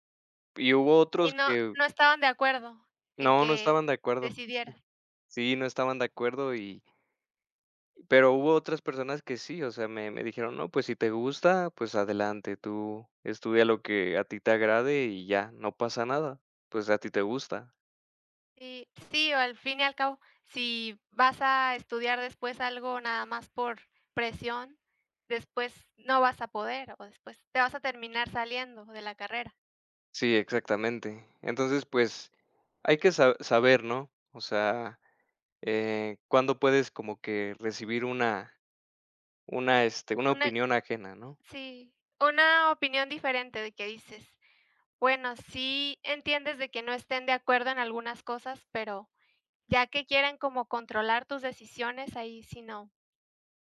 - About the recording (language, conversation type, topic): Spanish, unstructured, ¿Cómo reaccionas si un familiar no respeta tus decisiones?
- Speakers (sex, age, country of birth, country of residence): female, 30-34, Mexico, Mexico; male, 35-39, Mexico, Mexico
- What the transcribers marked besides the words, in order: other background noise